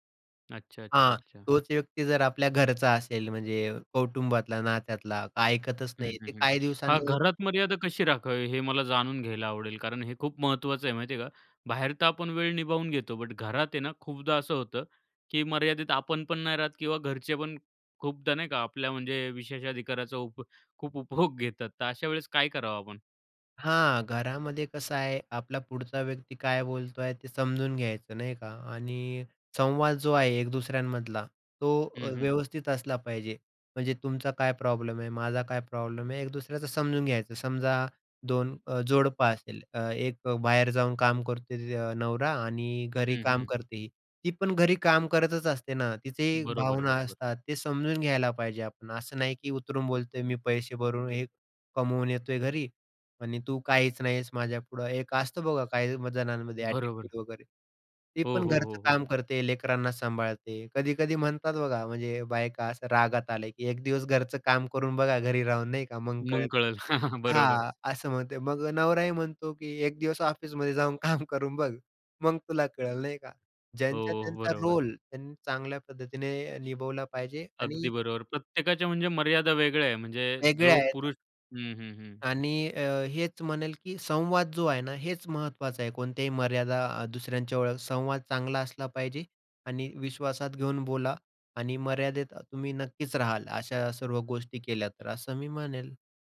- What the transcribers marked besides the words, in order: other background noise; other noise; tapping; laughing while speaking: "उपभोग घेतात"; laughing while speaking: "बरोबर"; chuckle; laughing while speaking: "काम करून"; in English: "रोल"; unintelligible speech
- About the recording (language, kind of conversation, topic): Marathi, podcast, एखाद्याने तुमची मर्यादा ओलांडली तर तुम्ही सर्वात आधी काय करता?